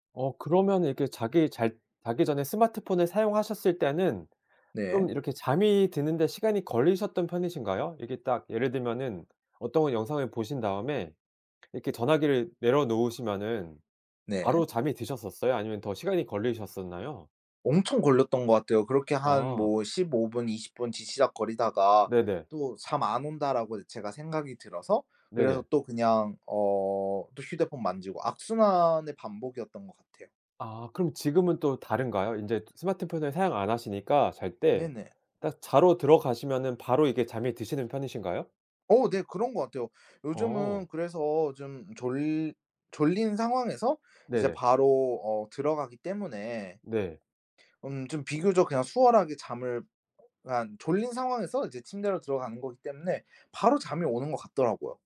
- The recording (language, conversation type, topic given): Korean, podcast, 잠을 잘 자려면 어떤 습관을 지키면 좋을까요?
- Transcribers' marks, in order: "뒤적거리다가" said as "지지적거리다가"; other background noise